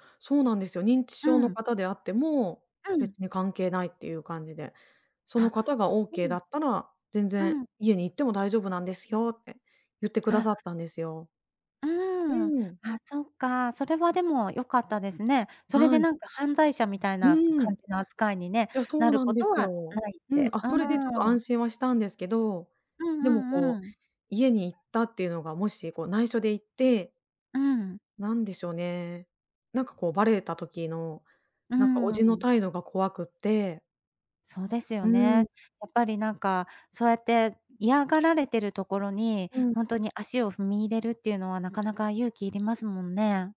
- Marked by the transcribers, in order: none
- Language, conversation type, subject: Japanese, advice, 遺産相続で家族が対立している